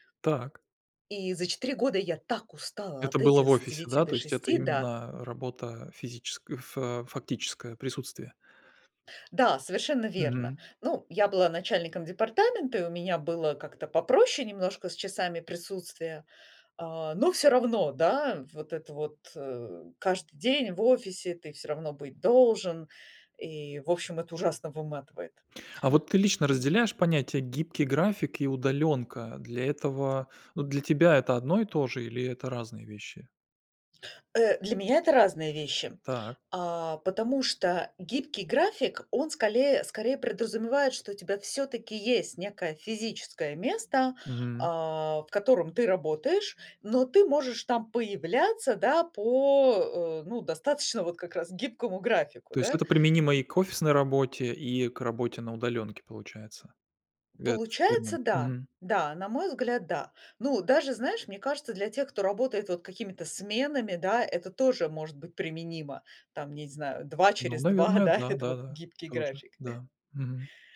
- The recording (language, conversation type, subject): Russian, podcast, Что вы думаете о гибком графике и удалённой работе?
- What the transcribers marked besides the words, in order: stressed: "так устала"; tapping; chuckle